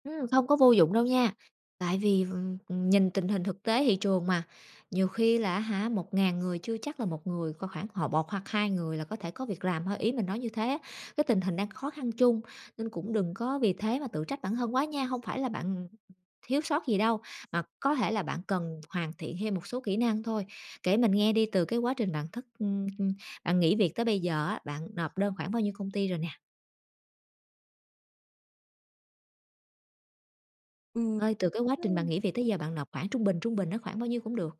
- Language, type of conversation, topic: Vietnamese, advice, Làm sao để vượt qua cảm giác bị từ chối?
- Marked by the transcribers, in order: other background noise; tapping; alarm